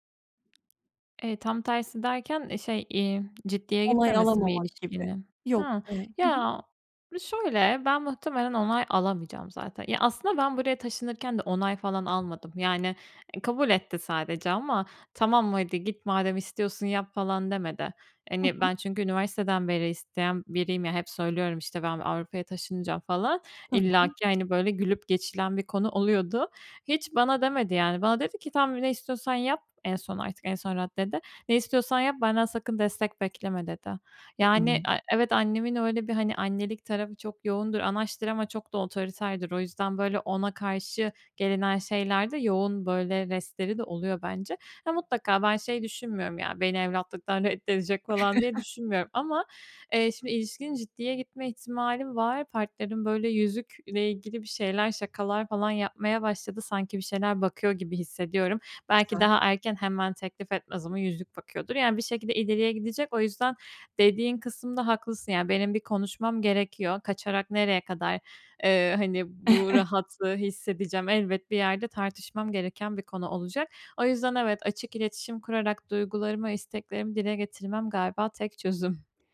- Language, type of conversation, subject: Turkish, advice, Özgünlüğüm ile başkaları tarafından kabul görme isteğim arasında nasıl denge kurabilirim?
- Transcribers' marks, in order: tapping; unintelligible speech; chuckle; chuckle